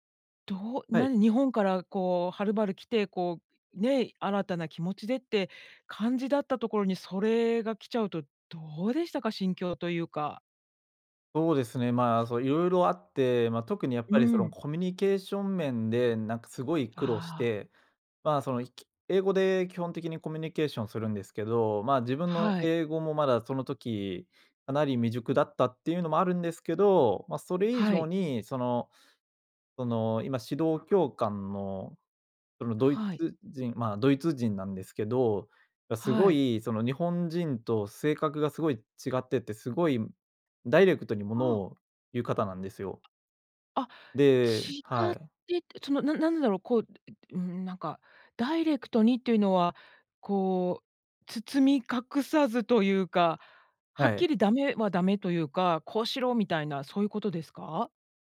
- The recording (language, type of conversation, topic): Japanese, podcast, 失敗からどのようなことを学びましたか？
- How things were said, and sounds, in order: other noise